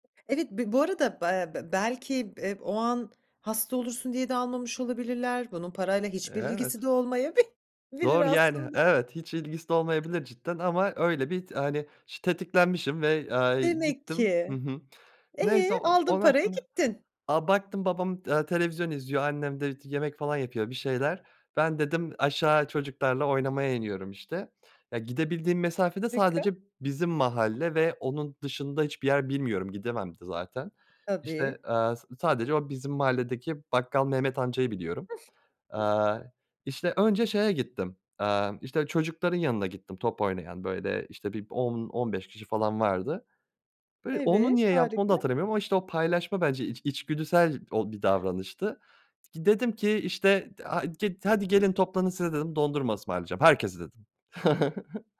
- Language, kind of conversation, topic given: Turkish, podcast, Yemek paylaşmak senin için ne anlama geliyor?
- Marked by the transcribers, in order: other background noise; laughing while speaking: "olmayabi"; laughing while speaking: "aslında"; chuckle; tapping; unintelligible speech; chuckle